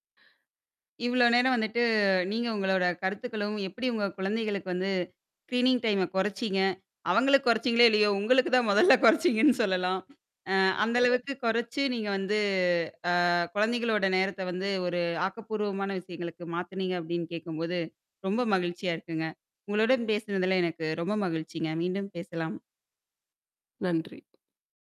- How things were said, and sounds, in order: static; in English: "ஸ்கிரீனிங் டைம"; laughing while speaking: "உங்களுக்கு தான் மொதல்ல குறைச்சீங்கன்னு சொல்லலாம்"; unintelligible speech; tapping
- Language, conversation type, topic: Tamil, podcast, குழந்தைகளின் திரை நேரத்திற்கு நீங்கள் எந்த விதிமுறைகள் வைத்திருக்கிறீர்கள்?